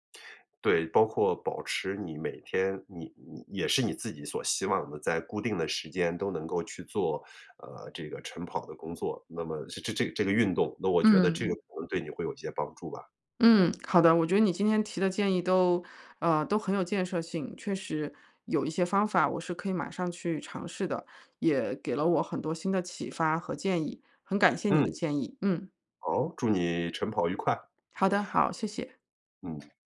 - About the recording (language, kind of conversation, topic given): Chinese, advice, 为什么早起并坚持晨间习惯对我来说这么困难？
- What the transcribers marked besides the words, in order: tapping